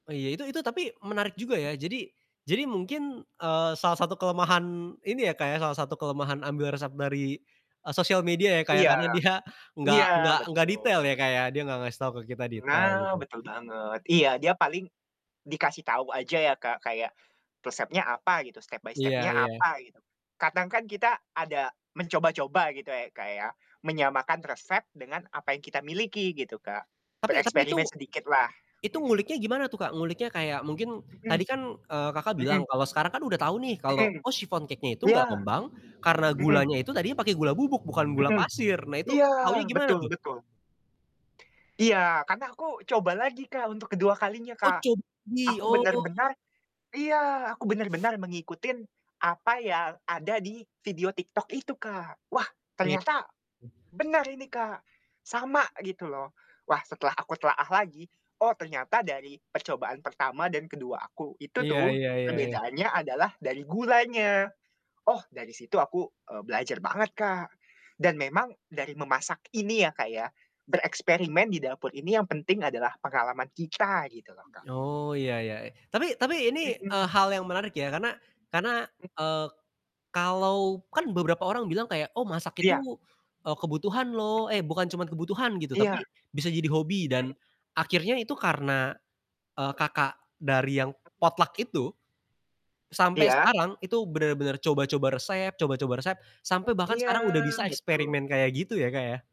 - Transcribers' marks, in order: other background noise; in English: "step by step-nya"; static; other street noise; distorted speech; unintelligible speech; tapping
- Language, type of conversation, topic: Indonesian, podcast, Mengapa kamu suka memasak atau bereksperimen di dapur?
- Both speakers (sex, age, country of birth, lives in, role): male, 20-24, Indonesia, Germany, guest; male, 20-24, Indonesia, Indonesia, host